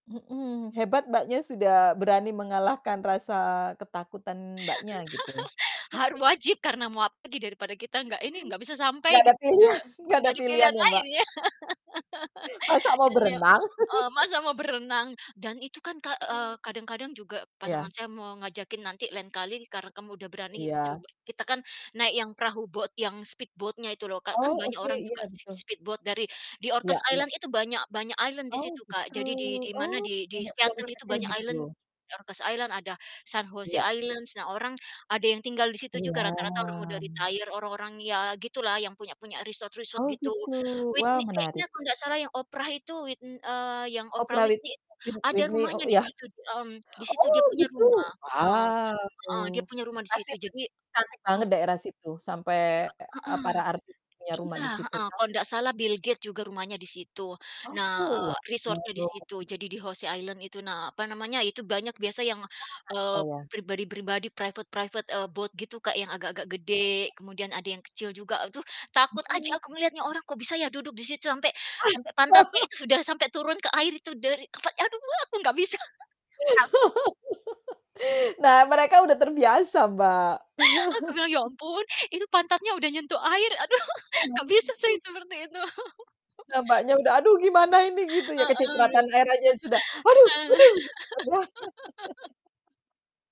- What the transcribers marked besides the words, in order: laugh; distorted speech; chuckle; laughing while speaking: "pilihan"; laugh; laugh; unintelligible speech; in English: "boat"; in English: "speed boat-nya"; in English: "speed boat"; in English: "island"; in English: "island"; drawn out: "Iya"; in English: "retire"; in English: "resort-resort"; other background noise; "situ" said as "situd"; in English: "resort-nya"; unintelligible speech; unintelligible speech; in English: "private-private"; in English: "boat"; laugh; laugh; chuckle; chuckle; unintelligible speech; laughing while speaking: "Aduh"; laugh; laughing while speaking: "Heeh, aduh"; laugh
- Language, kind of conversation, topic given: Indonesian, unstructured, Apa momen paling membahagiakan yang kamu ingat dari minggu ini?